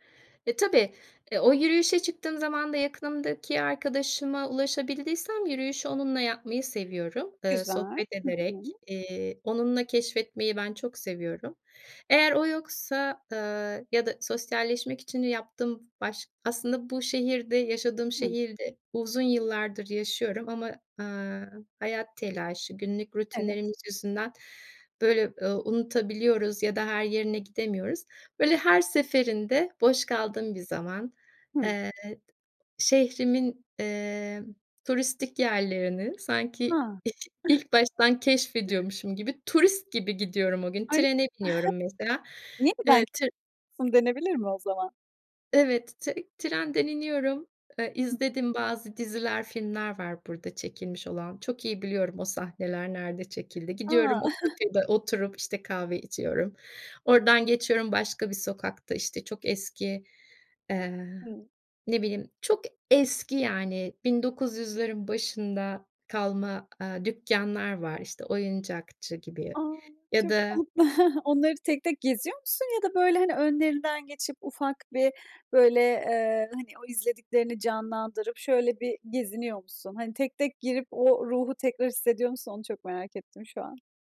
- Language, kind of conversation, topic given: Turkish, podcast, Boş zamanlarını değerlendirirken ne yapmayı en çok seversin?
- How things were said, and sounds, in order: other background noise; tapping; unintelligible speech; chuckle; chuckle; unintelligible speech; chuckle; chuckle